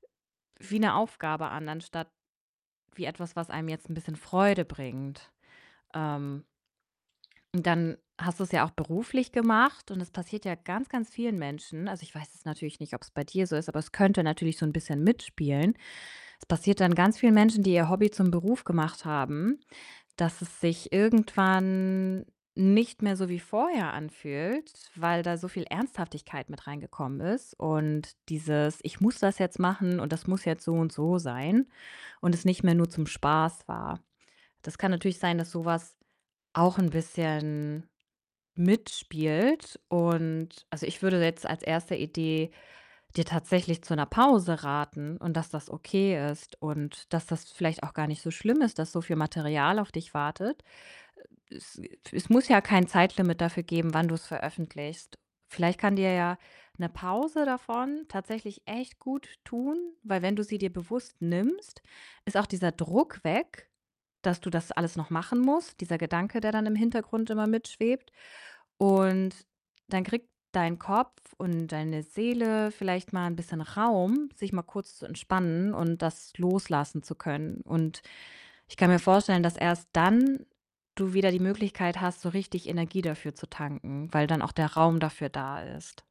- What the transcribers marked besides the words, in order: distorted speech; tapping; other background noise
- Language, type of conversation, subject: German, advice, Wie kann ich nach einem Motivationsverlust bei einem langjährigen Hobby wieder Spaß daran finden?
- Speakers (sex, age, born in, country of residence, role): female, 30-34, Germany, Germany, advisor; female, 30-34, Germany, Germany, user